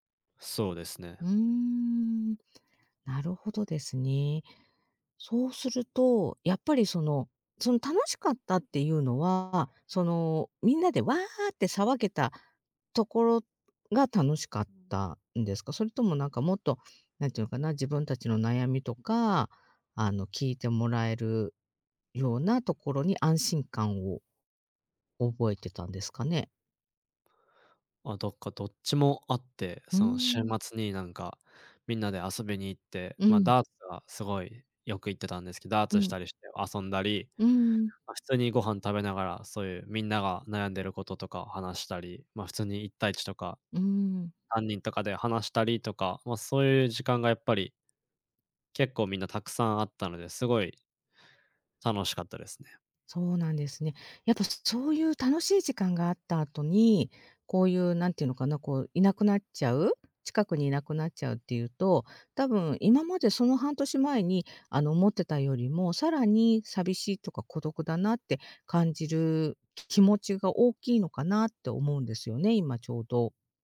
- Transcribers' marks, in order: other background noise
- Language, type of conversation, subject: Japanese, advice, 新しい環境で友達ができず、孤独を感じるのはどうすればよいですか？